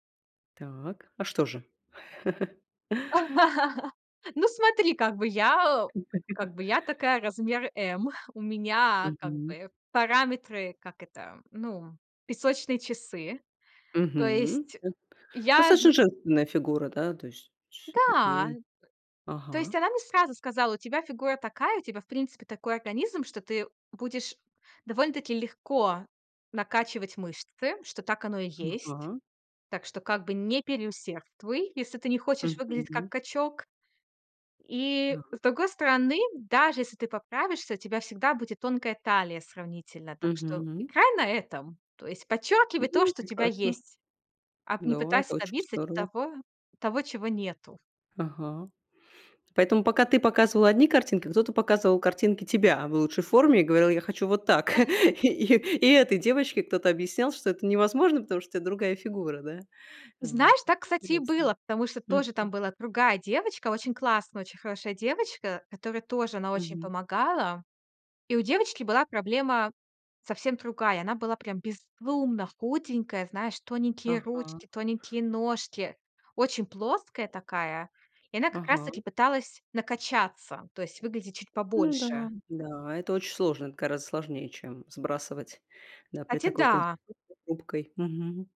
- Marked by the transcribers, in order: chuckle; laugh; other background noise; chuckle; other noise; tapping; chuckle; laughing while speaking: "И и"
- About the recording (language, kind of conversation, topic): Russian, podcast, Какую роль играет наставник в твоём обучении?
- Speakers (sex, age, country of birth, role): female, 25-29, Russia, guest; female, 35-39, Russia, host